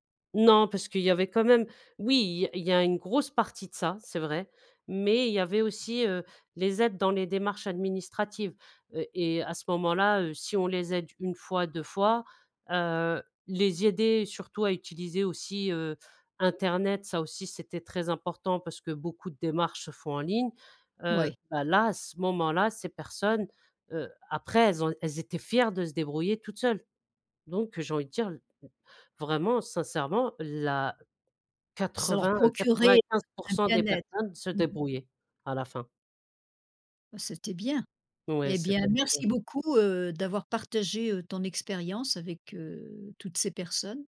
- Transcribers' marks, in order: other background noise
- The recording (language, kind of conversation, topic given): French, podcast, Comment aider quelqu’un qui se sent isolé ?